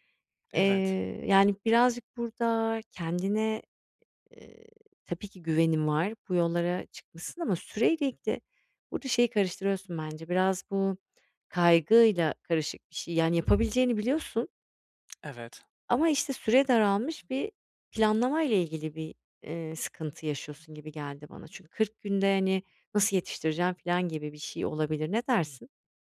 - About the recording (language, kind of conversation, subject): Turkish, advice, Erteleme alışkanlığımı nasıl kontrol altına alabilirim?
- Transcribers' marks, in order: other background noise